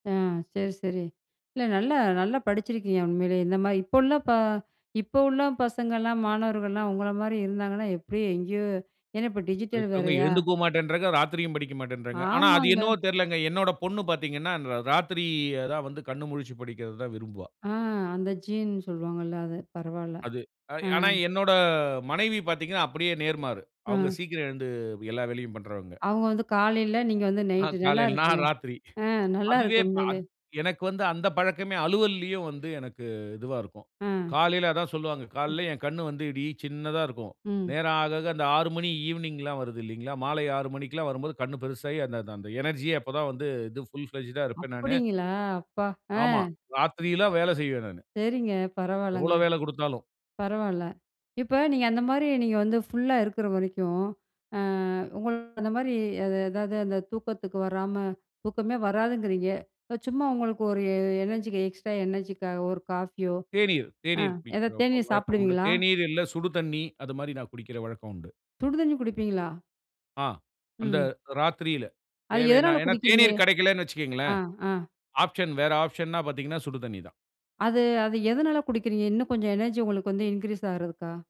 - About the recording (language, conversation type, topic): Tamil, podcast, இரவு அல்லது காலை—எந்த நேரத்தில் உங்களுக்கு ‘ஃப்லோ’ (வேலையில முழு கவனம்) நிலை இயல்பாக வரும்?
- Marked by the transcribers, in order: in English: "டிஜிட்டல்"; chuckle; other noise; in English: "எனர்ஜி"; in English: "புல் பிளெட்ஜ்ட்டா"; surprised: "அப்படிங்களா? அப்பா ஆ"; in English: "எனர்ஜிக்கு, எக்ஸ்ட்ரா எனர்ஜி"; in English: "ஆப்ஷன்"; in English: "ஆப்ஷன்"; in English: "எனர்ஜி"; in English: "இன்கிரீஸ்"